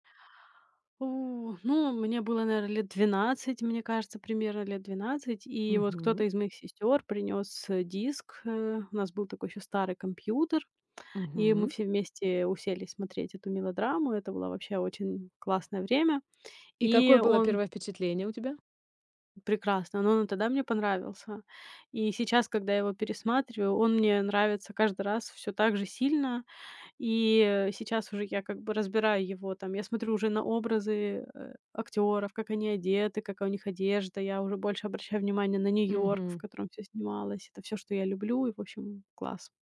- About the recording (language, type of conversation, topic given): Russian, podcast, Какой фильм вы любите больше всего и почему он вам так близок?
- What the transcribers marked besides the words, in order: none